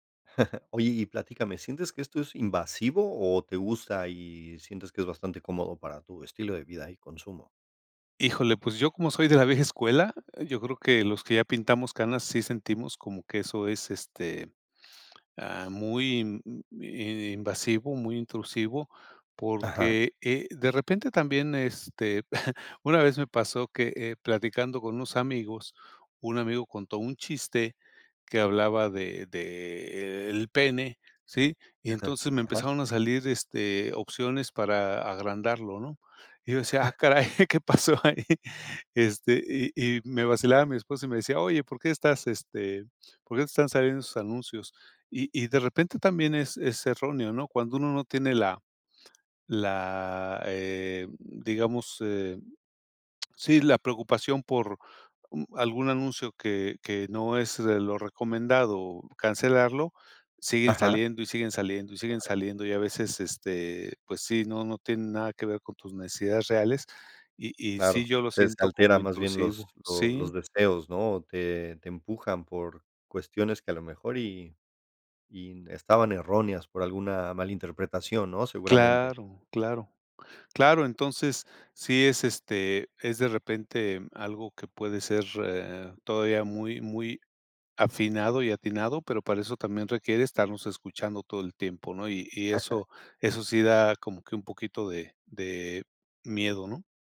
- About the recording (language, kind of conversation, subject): Spanish, podcast, ¿Cómo influye el algoritmo en lo que consumimos?
- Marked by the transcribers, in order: chuckle; laughing while speaking: "vieja"; chuckle; chuckle; chuckle; tapping; laughing while speaking: "¿qué pasó ahí?"